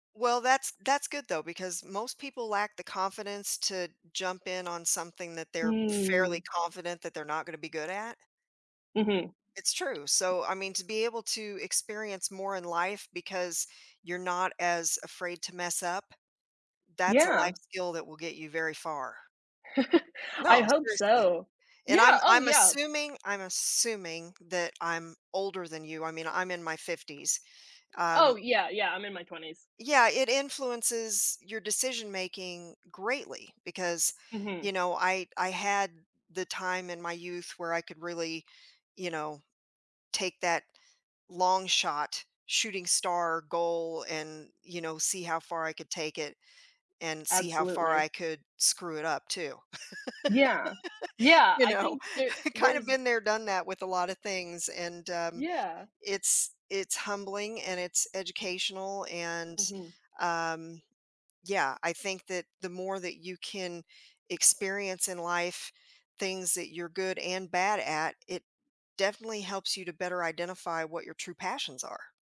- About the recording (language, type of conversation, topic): English, unstructured, How do your dreams influence the direction of your life?
- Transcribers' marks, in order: tapping; chuckle; laugh; laughing while speaking: "You know, I"